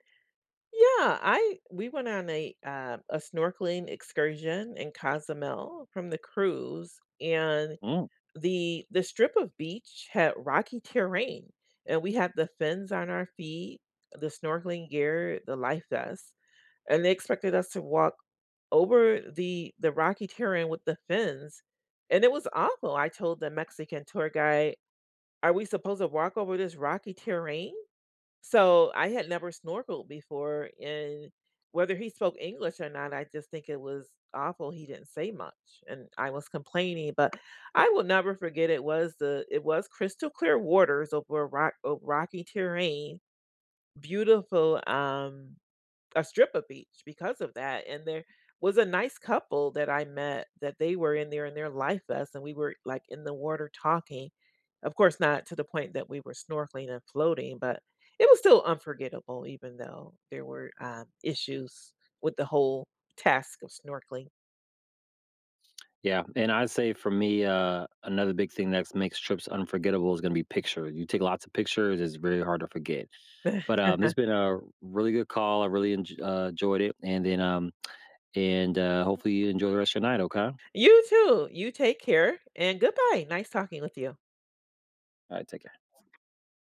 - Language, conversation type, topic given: English, unstructured, What makes a trip unforgettable for you?
- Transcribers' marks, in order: tapping; chuckle; other background noise